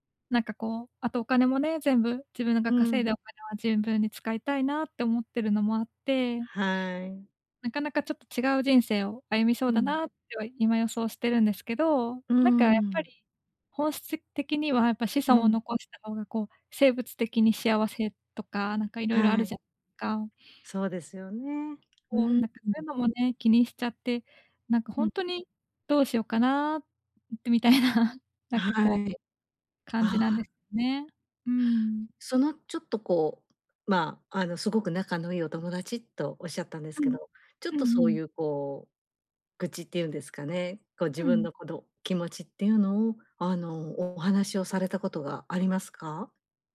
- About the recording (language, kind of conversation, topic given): Japanese, advice, 他人と比べて落ち込んでしまうとき、どうすれば自信を持てるようになりますか？
- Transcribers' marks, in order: other background noise; sniff; tapping; sniff; laughing while speaking: "ってみたいな"